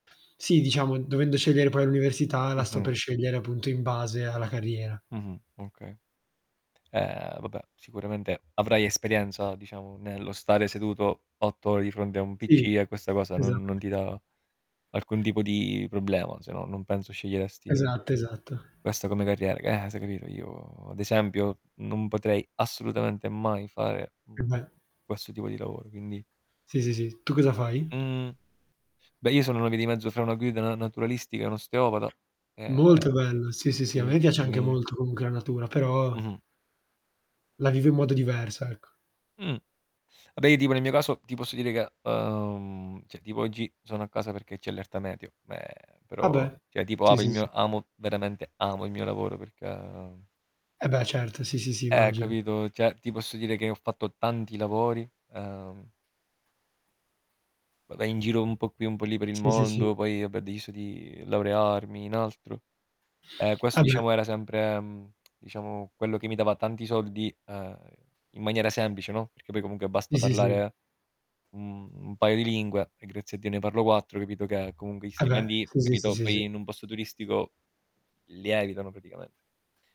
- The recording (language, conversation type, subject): Italian, unstructured, Come immagini la tua carriera ideale?
- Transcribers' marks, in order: tapping; other background noise; distorted speech; drawn out: "uhm"; stressed: "amo"